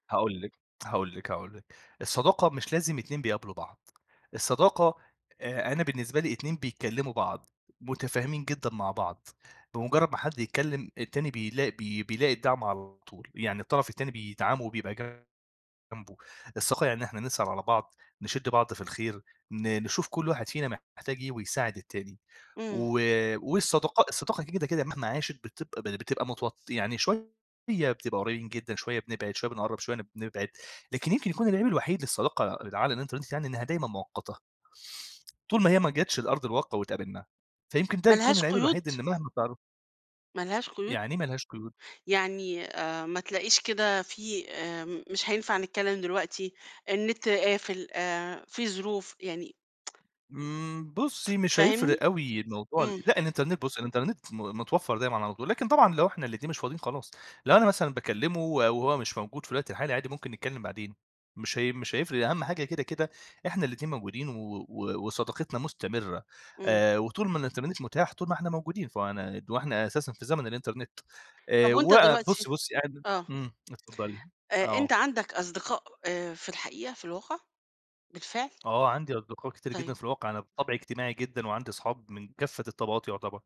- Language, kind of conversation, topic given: Arabic, podcast, إزاي بتوازن بين صداقاتك على النت وصداقاتك في الحياة الواقعية؟
- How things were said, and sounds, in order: tapping; tsk; other background noise